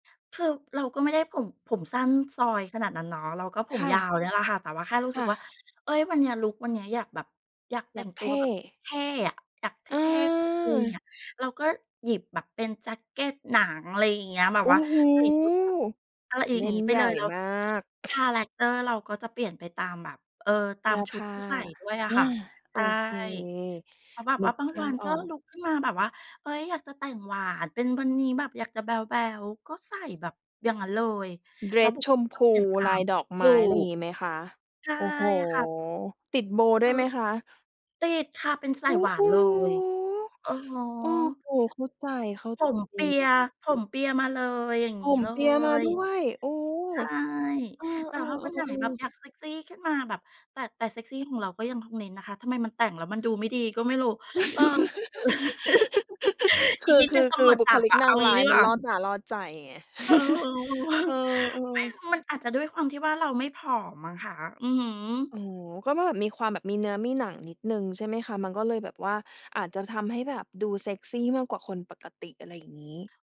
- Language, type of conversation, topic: Thai, podcast, คุณคิดว่าการแต่งตัวแบบไหนถึงจะดูซื่อสัตย์กับตัวเองมากที่สุด?
- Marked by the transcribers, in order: tapping; other background noise; drawn out: "โอ้โฮ"; surprised: "โอ้โฮ"; drawn out: "โอ้โฮ"; background speech; laugh; chuckle; chuckle